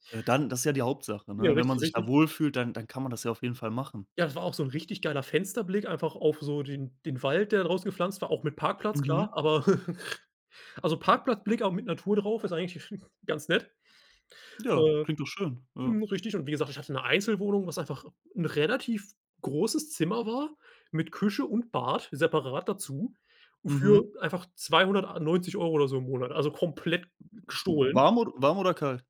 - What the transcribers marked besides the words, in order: chuckle; chuckle; other noise
- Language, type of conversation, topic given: German, podcast, Wie hat ein Umzug dein Leben verändert?